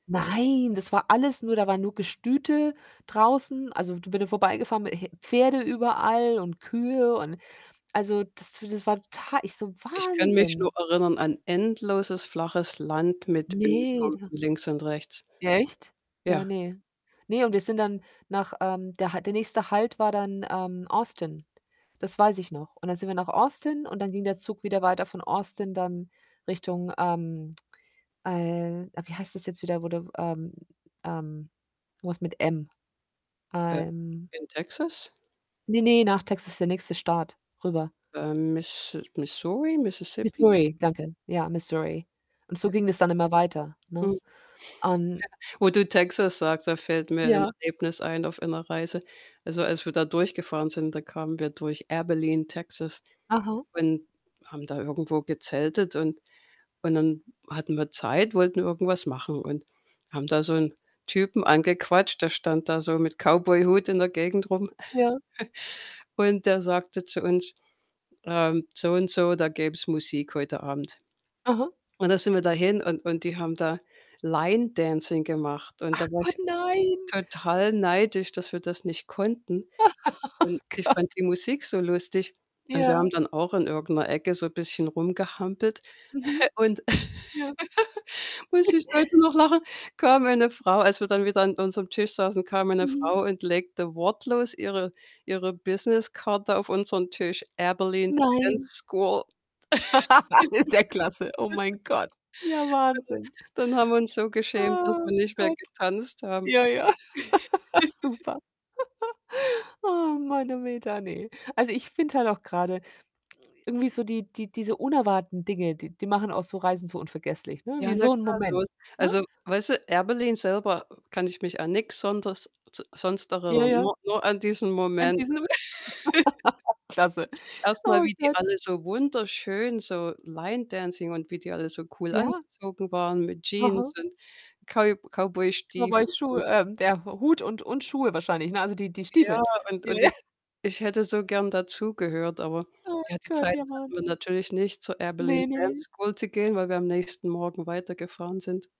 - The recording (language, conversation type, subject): German, unstructured, Welche Erlebnisse machen eine Reise für dich unvergesslich?
- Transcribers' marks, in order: static; distorted speech; unintelligible speech; chuckle; laugh; snort; giggle; other background noise; snort; laugh; giggle; other noise; laugh; laugh; unintelligible speech; laugh; giggle; laughing while speaking: "Ja, ja"